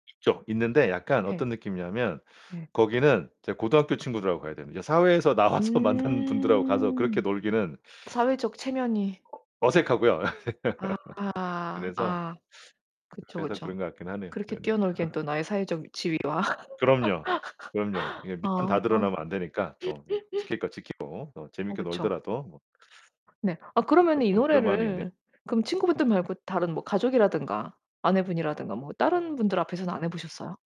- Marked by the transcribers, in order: distorted speech; laughing while speaking: "나와서"; tapping; laugh; laugh; laugh; unintelligible speech
- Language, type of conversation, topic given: Korean, podcast, 어떤 노래를 들었을 때 가장 많이 울었나요?